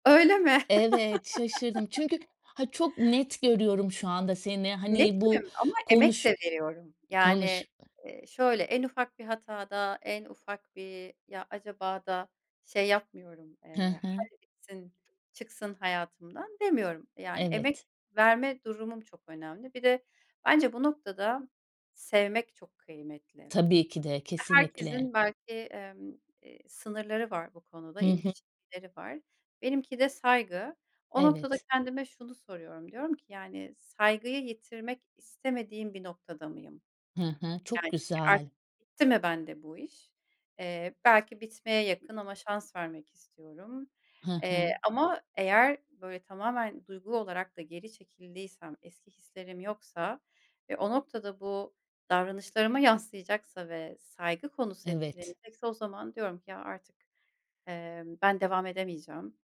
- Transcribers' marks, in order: other background noise; laugh; stressed: "ya acaba"
- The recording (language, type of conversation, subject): Turkish, podcast, Zor bir konuşmayı nasıl yönetiyorsun, buna bir örnek anlatır mısın?